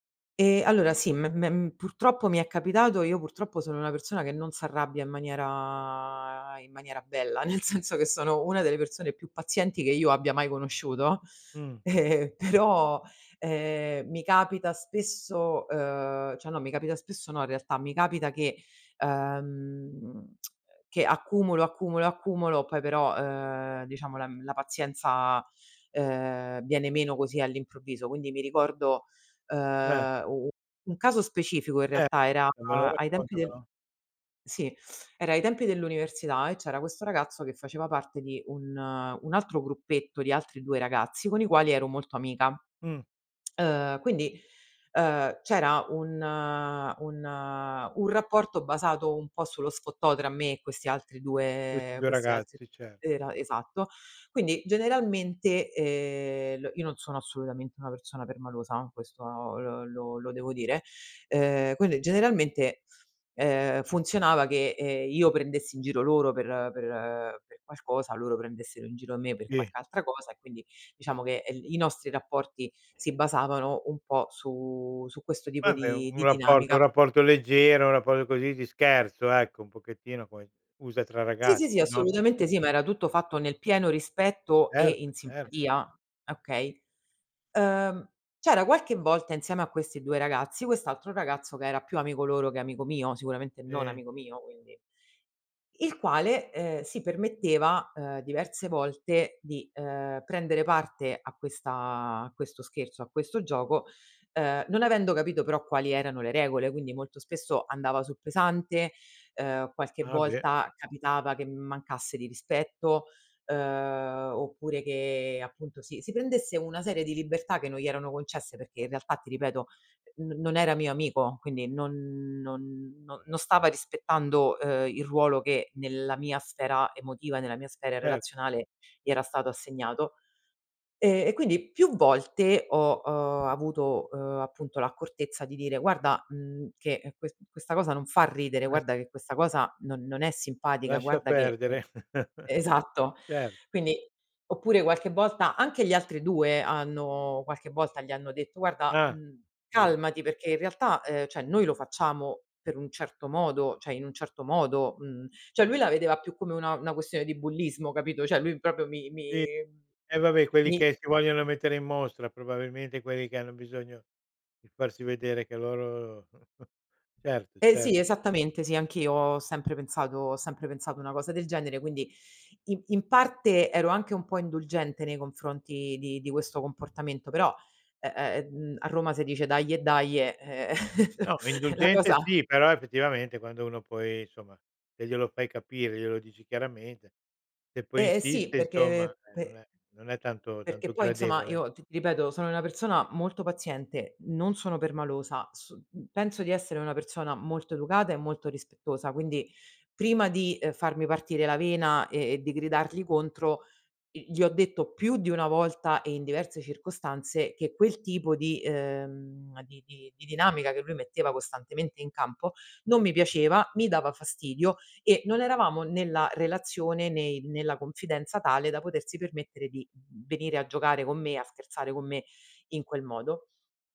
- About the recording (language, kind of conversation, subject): Italian, podcast, Come gestisci chi non rispetta i tuoi limiti?
- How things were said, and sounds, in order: laughing while speaking: "senso"; chuckle; laughing while speaking: "Però"; tsk; unintelligible speech; teeth sucking; tsk; other background noise; tapping; chuckle; unintelligible speech; "proprio" said as "propio"; chuckle; chuckle